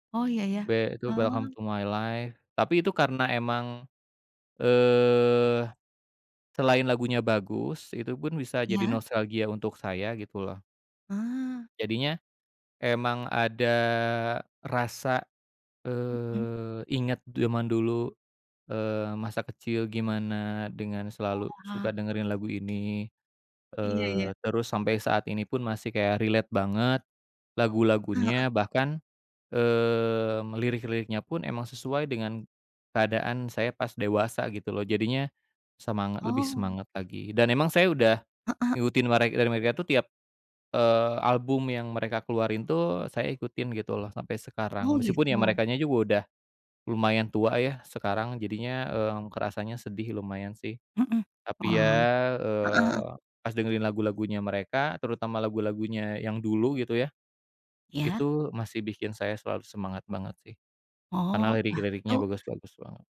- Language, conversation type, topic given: Indonesian, unstructured, Penyanyi atau band siapa yang selalu membuatmu bersemangat?
- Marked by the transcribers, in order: tapping; in English: "relate"